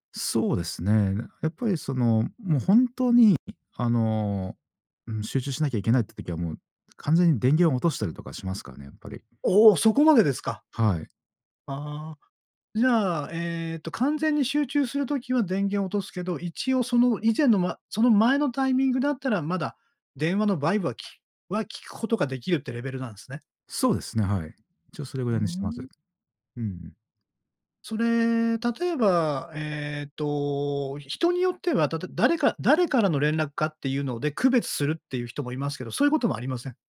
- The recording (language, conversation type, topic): Japanese, podcast, 通知はすべてオンにしますか、それともオフにしますか？通知設定の基準はどう決めていますか？
- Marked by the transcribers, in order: other background noise